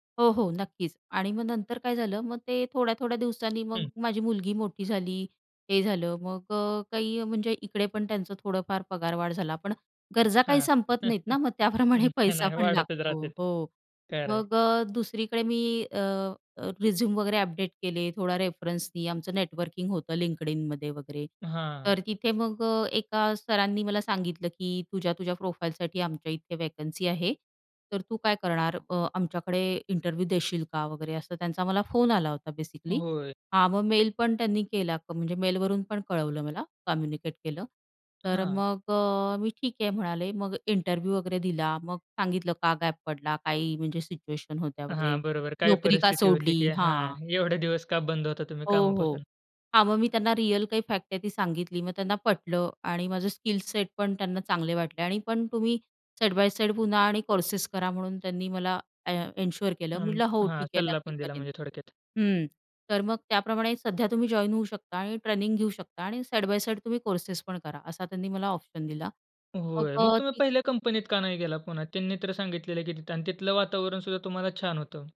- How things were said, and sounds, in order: tapping; laugh; laughing while speaking: "त्याप्रमाणे"; other background noise; in English: "प्रोफाईलसाठी"; in English: "वॅकन्सी"; laughing while speaking: "एवढे दिवस का"; in English: "साइड बाय साइड"; in English: "एन्श्योर"; in English: "साइड बाय साइड"
- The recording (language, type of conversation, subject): Marathi, podcast, नोकरी सोडण्याचा निर्णय तुम्ही कसा घेतला?